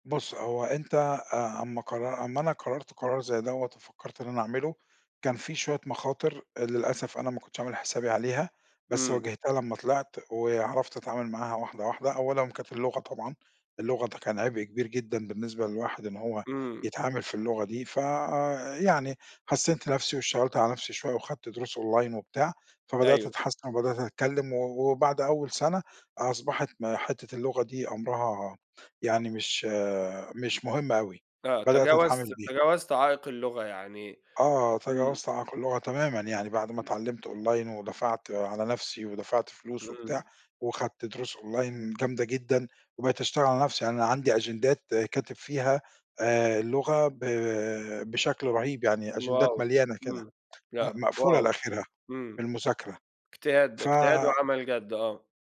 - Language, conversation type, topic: Arabic, podcast, إيه القرار اللي غيّر مجرى حياتك؟
- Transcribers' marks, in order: in English: "أونلاين"; in English: "أونلاين"; in English: "أونلاين"